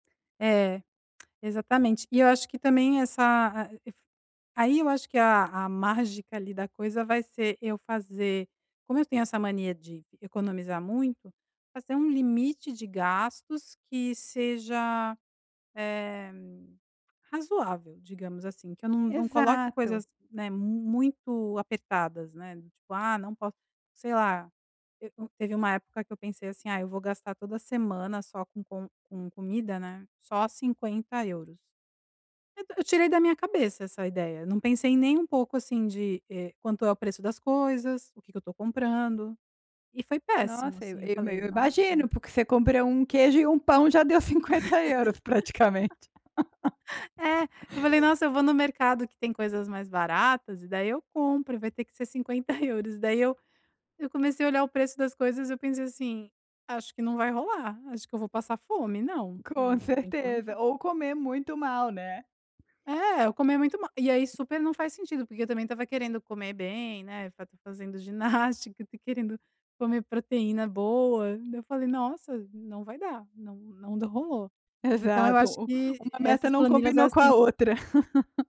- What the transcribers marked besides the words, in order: tapping; laugh; laughing while speaking: "já deu cinquenta euros praticamente"; laugh; other background noise; laugh
- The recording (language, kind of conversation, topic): Portuguese, advice, Como posso definir limites de gastos sustentáveis que eu consiga manter?